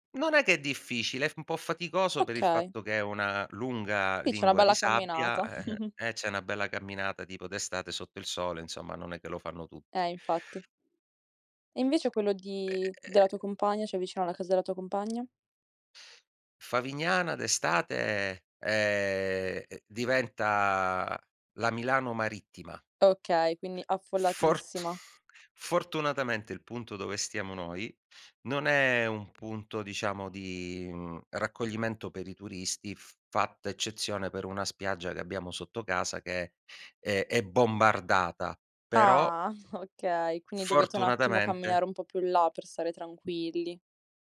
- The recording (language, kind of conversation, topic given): Italian, podcast, Hai un posto vicino casa dove rifugiarti nella natura: qual è?
- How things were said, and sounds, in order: chuckle; tapping; chuckle; chuckle